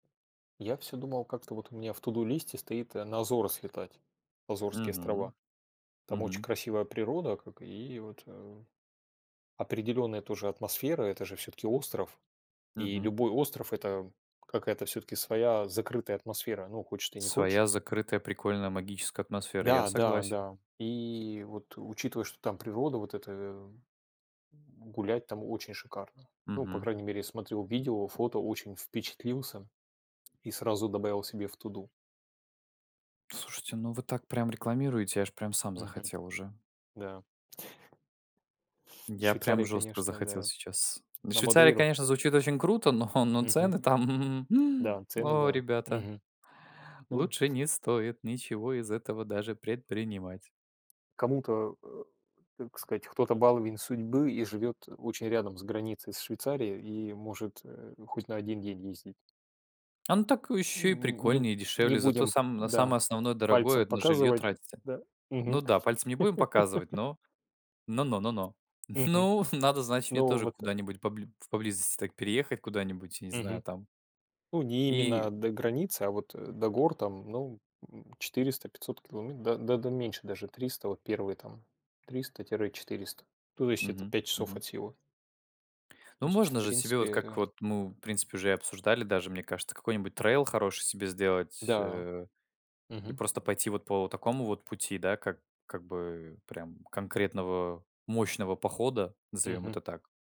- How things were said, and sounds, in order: tapping; in English: "To do"; "очень" said as "оч"; other background noise; in English: "To do"; laughing while speaking: "но"; other noise; inhale; singing: "не стоит ничего из этого даже предпринимать"; other street noise; chuckle; laughing while speaking: "Ну, надо, значит"; in English: "trail"
- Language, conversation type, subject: Russian, unstructured, Куда бы вы поехали в следующий отпуск и почему?